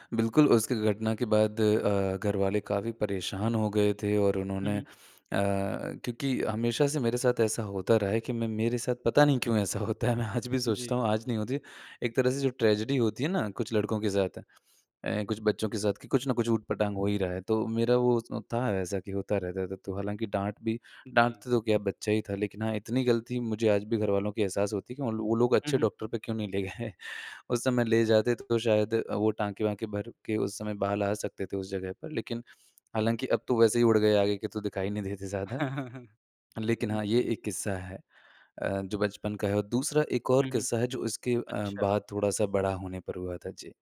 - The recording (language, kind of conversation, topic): Hindi, podcast, कभी ऐसा लगा कि किस्मत ने आपको बचा लिया, तो वह कैसे हुआ?
- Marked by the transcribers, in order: laughing while speaking: "क्यों ऐसा होता है"; in English: "ट्रेजेडी"; laughing while speaking: "ले गए"; chuckle; laughing while speaking: "नहीं देते ज़्यादा"